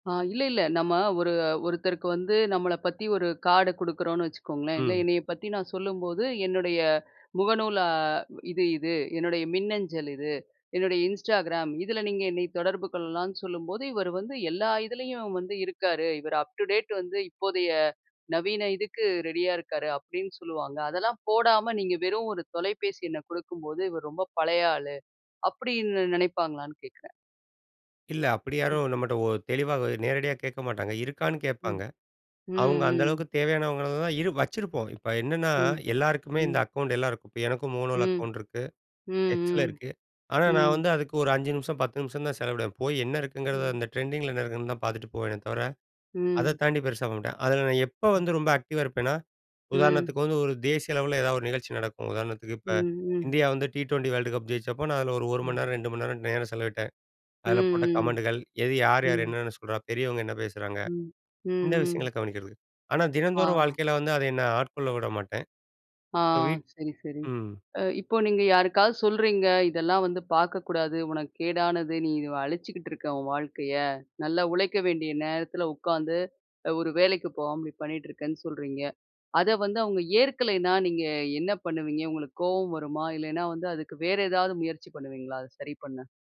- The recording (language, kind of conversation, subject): Tamil, podcast, உங்கள் அன்புக்குரியவர் கைப்பேசியை மிகையாகப் பயன்படுத்தி அடிமையாகி வருகிறார் என்று தோன்றினால், நீங்கள் என்ன செய்வீர்கள்?
- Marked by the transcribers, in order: in English: "கார்டு"; in English: "அப்டு டேட்"; in English: "அக்கவுண்ட்"; in English: "அக்கவுண்ட்"; in English: "எக்ஸல"; in English: "ட்ரெண்டிங்கில"; other noise; in English: "ஆக்டிவா"; in English: "டி டொண்டி வேர்ல்டு கப்"; in English: "கமெண்டுகள்"; other background noise